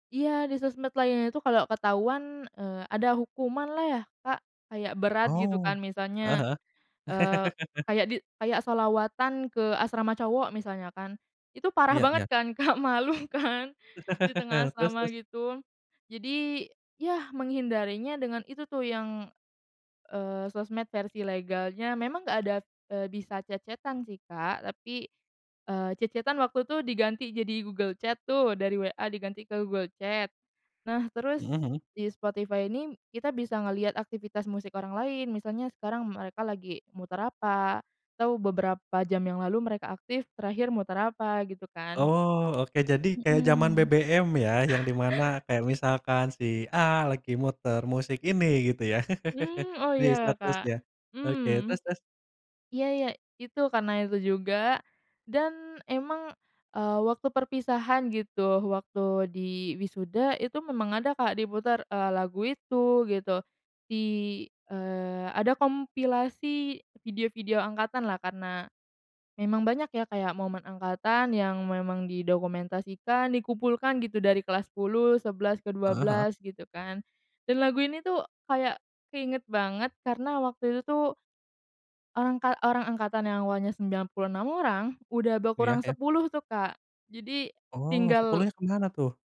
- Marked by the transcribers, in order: tapping; laugh; laughing while speaking: "Kak malu kan"; laugh; in English: "chat-chat-an"; in English: "chat-chat-an"; chuckle; laugh
- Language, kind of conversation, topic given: Indonesian, podcast, Pernahkah ada satu lagu yang terasa sangat nyambung dengan momen penting dalam hidupmu?